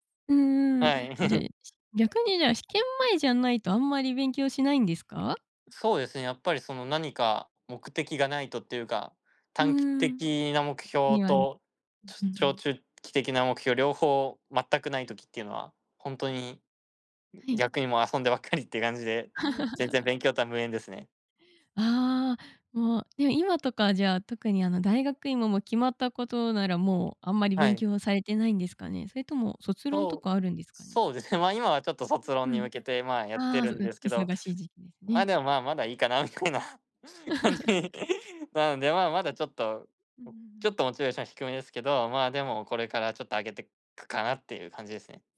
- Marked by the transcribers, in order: laugh; laugh; other background noise; laughing while speaking: "みたいな感じなので"; laugh
- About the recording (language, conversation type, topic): Japanese, podcast, 勉強のモチベーションをどうやって保っていますか？